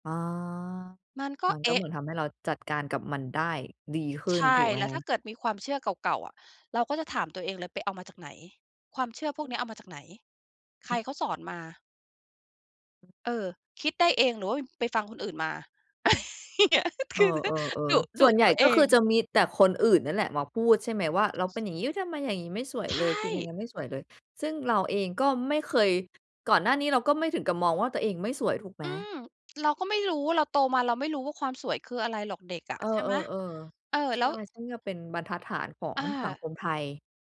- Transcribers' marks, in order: laugh; laughing while speaking: "คือ"
- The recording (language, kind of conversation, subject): Thai, podcast, คุณจัดการกับเสียงในหัวที่เป็นลบอย่างไร?